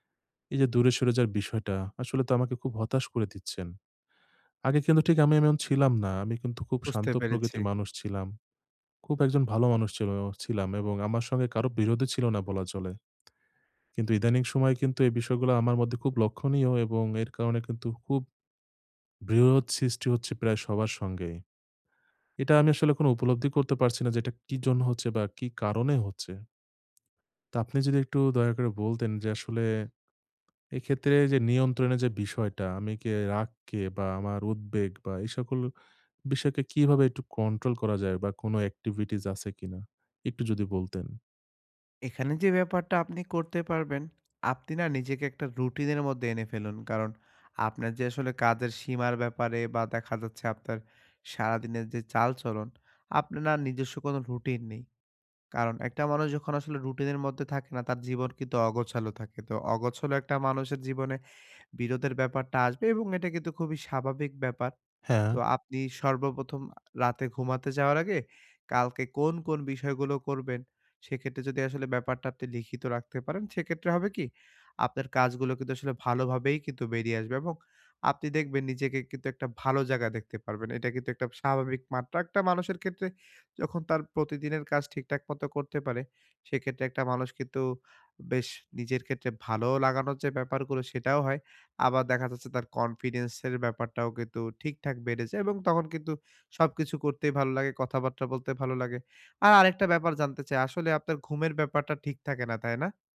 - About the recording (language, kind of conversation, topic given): Bengali, advice, বিরোধের সময় কীভাবে সম্মান বজায় রেখে সহজভাবে প্রতিক্রিয়া জানাতে পারি?
- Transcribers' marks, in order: "এমন" said as "এমম"; tapping; other background noise